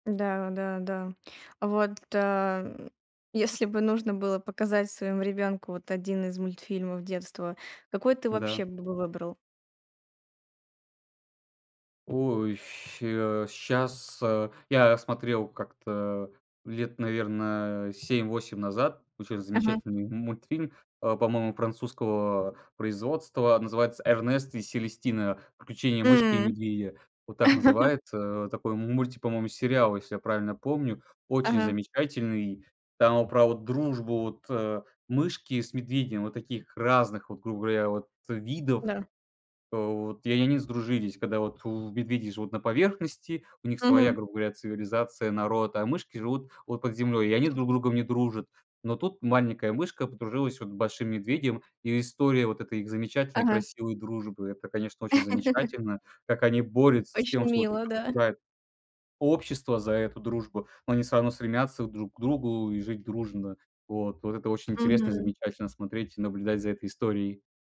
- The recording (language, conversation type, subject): Russian, podcast, Какой детский мультфильм из вашего детства вы любите больше всего и до сих пор хорошо помните?
- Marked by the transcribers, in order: tapping; laugh; other noise; laugh